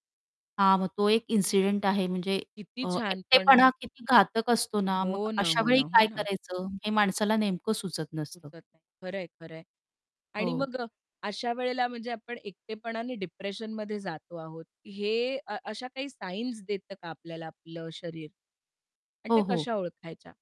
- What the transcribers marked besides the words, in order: static; distorted speech; other background noise; in English: "डिप्रेशनमध्ये"
- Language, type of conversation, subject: Marathi, podcast, एकटेपणा जाणवला की तुम्ही काय करता आणि कुणाशी बोलता का?